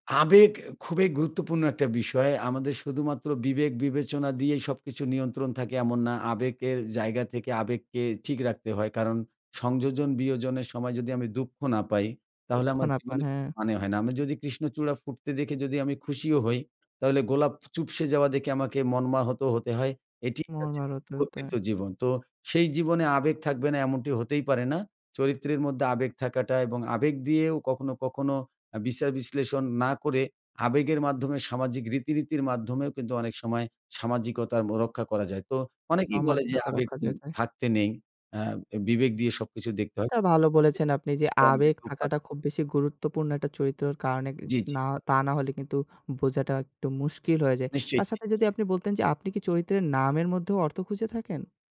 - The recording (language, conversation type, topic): Bengali, podcast, চরিত্র তৈরি করার সময় প্রথম পদক্ষেপ কী?
- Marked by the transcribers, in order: unintelligible speech; unintelligible speech